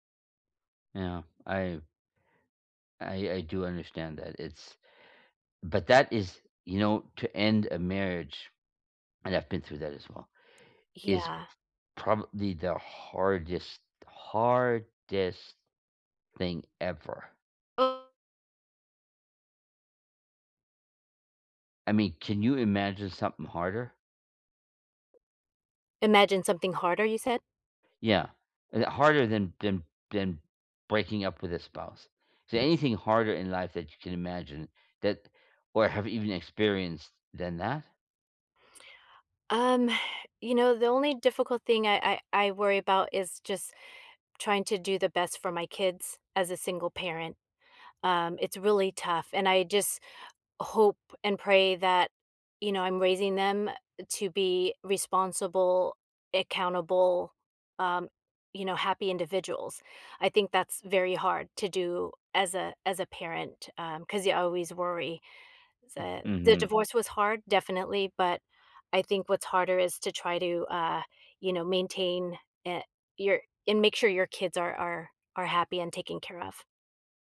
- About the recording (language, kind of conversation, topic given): English, unstructured, What makes a relationship healthy?
- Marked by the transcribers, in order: tapping; other background noise; sigh; background speech